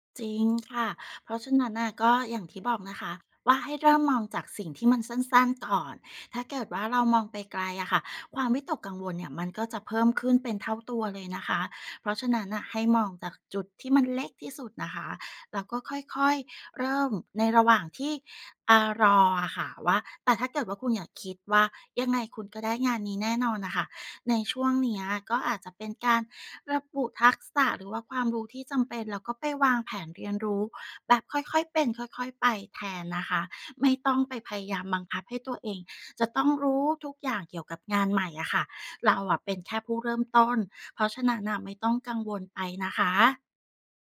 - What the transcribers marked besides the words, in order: tapping
- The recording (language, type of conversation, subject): Thai, advice, คุณกังวลว่าจะเริ่มงานใหม่แล้วทำงานได้ไม่ดีหรือเปล่า?